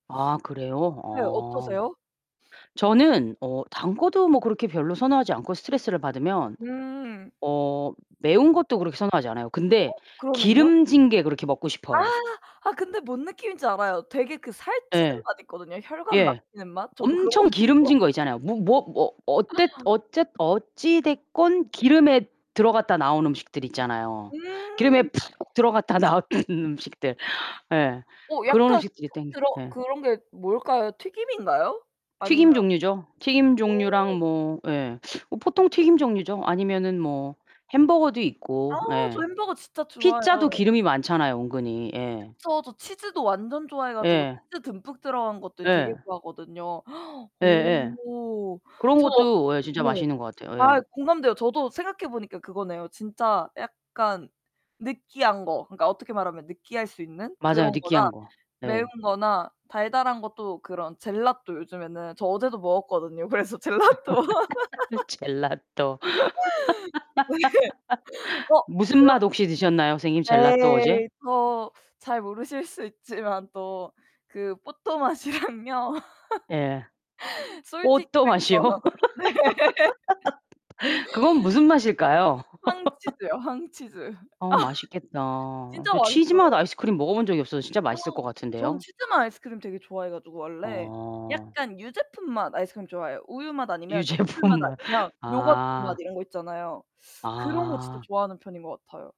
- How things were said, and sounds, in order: other background noise; distorted speech; unintelligible speech; laughing while speaking: "나온 음식들"; unintelligible speech; laughing while speaking: "그래서 젤라또"; laugh; laughing while speaking: "젤라또"; laugh; laugh; laughing while speaking: "네"; laughing while speaking: "뽀또맛이랑요. 솔티드 크래커. 네"; laugh; laugh; gasp; laughing while speaking: "유제품맛"
- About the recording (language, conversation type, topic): Korean, unstructured, 음식 때문에 기분이 달라진 적이 있나요?